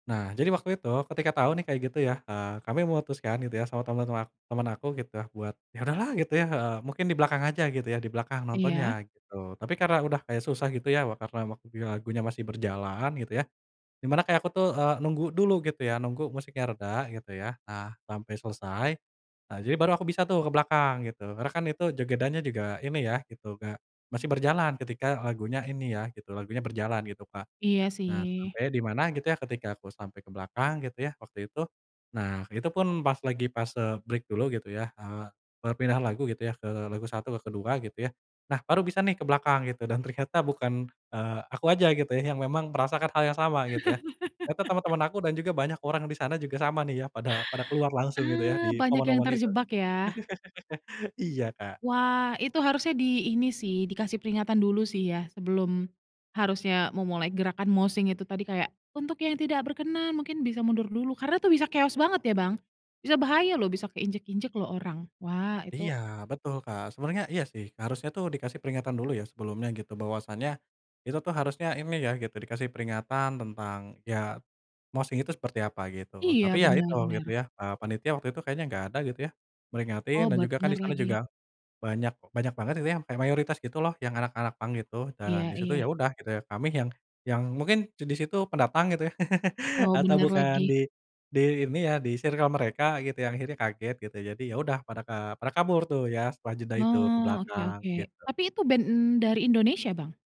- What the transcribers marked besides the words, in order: in English: "break"; laughing while speaking: "ternyata"; laugh; chuckle; in English: "moshing"; in English: "chaos"; in English: "moshing"; chuckle
- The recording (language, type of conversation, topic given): Indonesian, podcast, Ceritakan konser paling berkesan yang pernah kamu tonton?